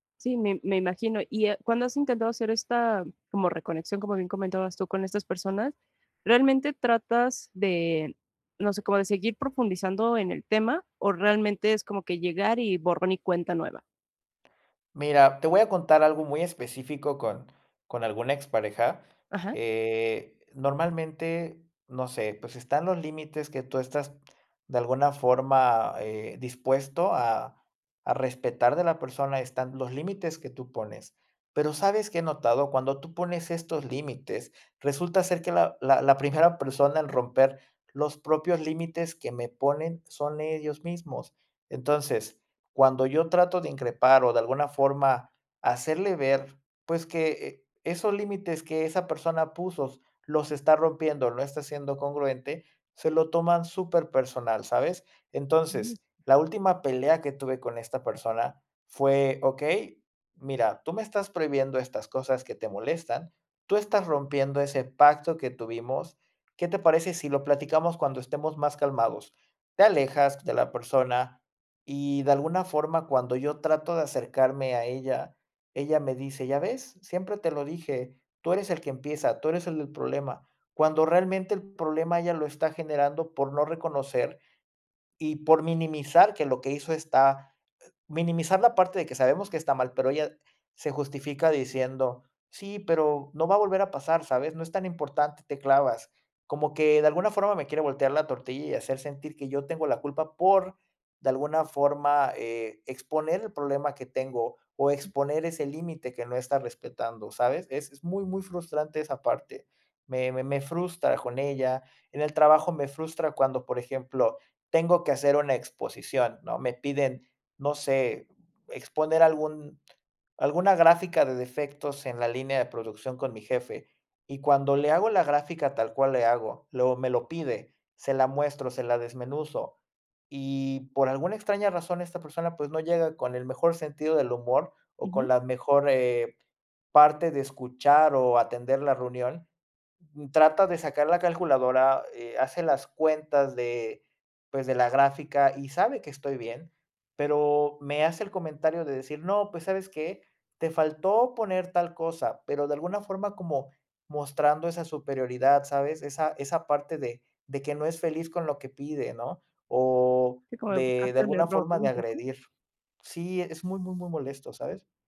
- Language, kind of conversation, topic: Spanish, advice, ¿Cómo puedo dejar de aislarme socialmente después de un conflicto?
- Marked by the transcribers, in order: "puso" said as "pusos"; other background noise; unintelligible speech